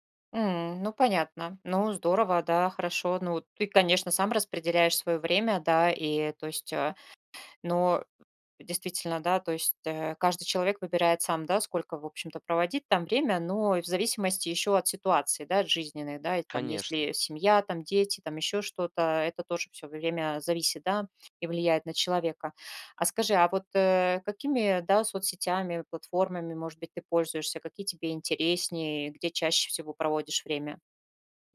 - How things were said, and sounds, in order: none
- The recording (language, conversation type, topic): Russian, podcast, Сколько времени в день вы проводите в социальных сетях и зачем?